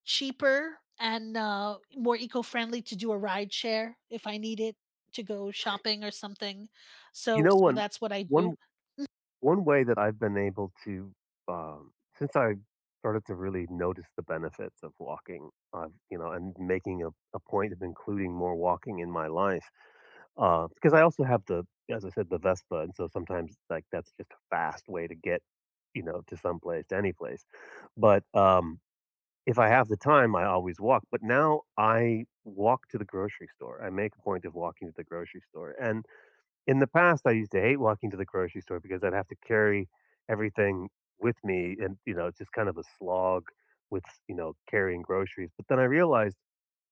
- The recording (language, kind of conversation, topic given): English, unstructured, What is your favorite eco-friendly way to get around, and who do you like to do it with?
- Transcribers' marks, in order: none